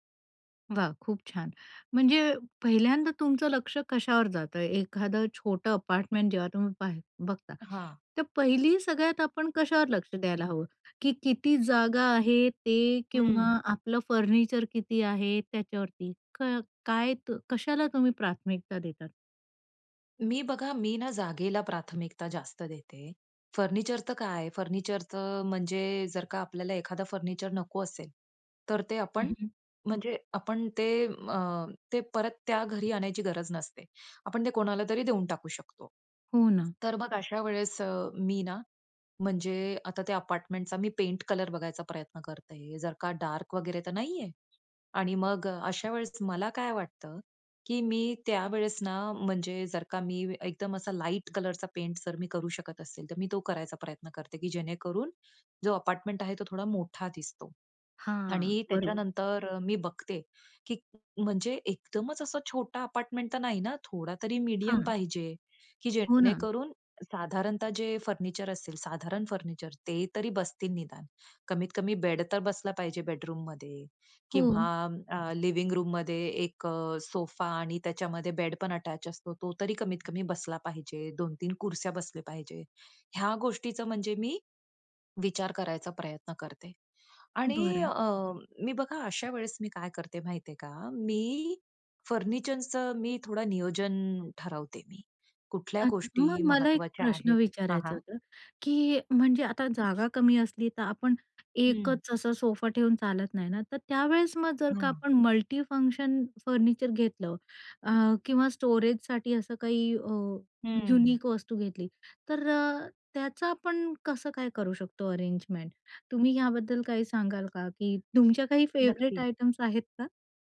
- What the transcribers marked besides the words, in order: in English: "अपार्टमेंटचा"; in English: "पेंट"; in English: "डार्क"; in English: "पेंट"; in English: "अपार्टमेंट"; in English: "अपार्टमेंट"; in English: "लिविंग रूममध्ये"; in English: "अटॅच"; other background noise; tapping; in English: "मल्टीफंक्शन"; in English: "स्टोरेजसाठी"; in English: "युनिक"; in English: "अरेंजमेंट?"; in English: "फेवरेट आयटम्स"
- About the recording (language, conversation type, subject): Marathi, podcast, छोट्या सदनिकेत जागेची मांडणी कशी करावी?